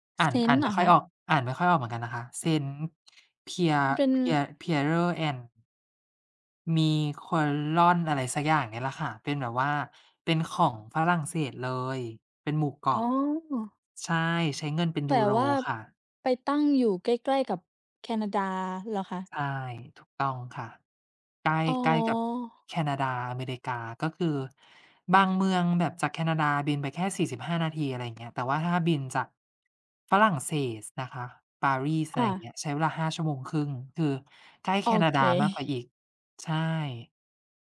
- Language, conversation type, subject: Thai, unstructured, สถานที่ใดที่คุณฝันอยากไปมากที่สุด?
- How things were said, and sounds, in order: other background noise; tapping